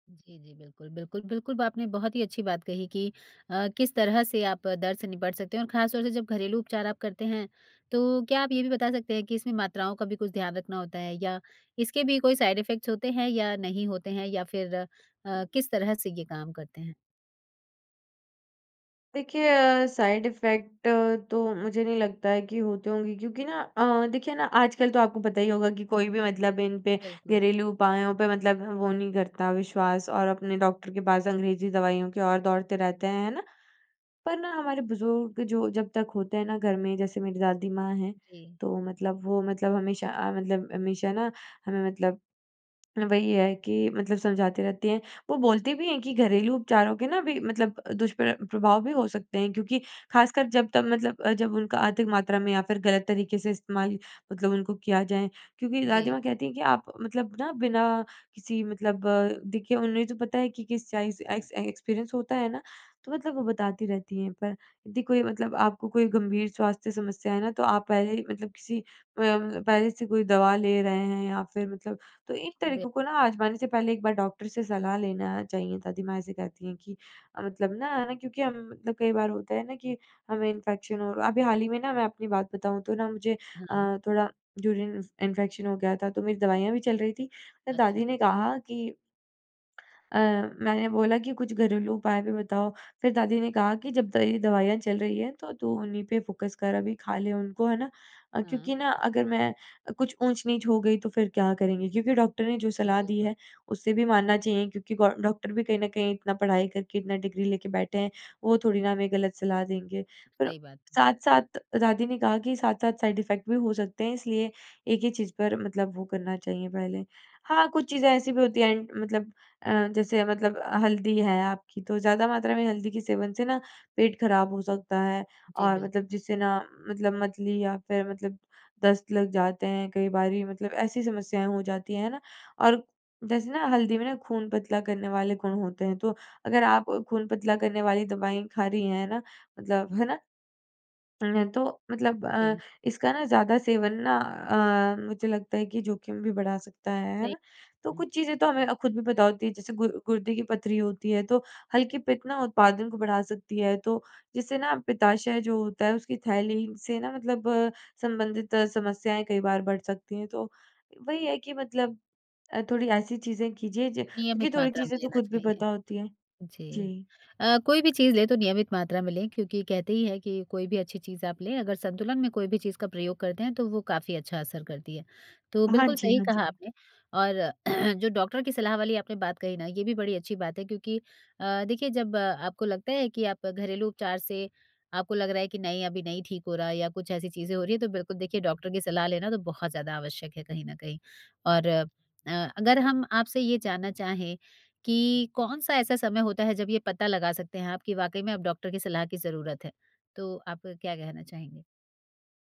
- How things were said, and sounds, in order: in English: "साइड इफ़ेक्ट्स"; in English: "साइड इफेक्ट"; in English: "एक्सपीरियंस"; tapping; in English: "इन्फेक्शन"; in English: "यूरिन इन्फेक्शन"; in English: "डिग्री"; in English: "साइड इफेक्ट"; in English: "एंड"; throat clearing
- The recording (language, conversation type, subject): Hindi, podcast, दर्द से निपटने के आपके घरेलू तरीके क्या हैं?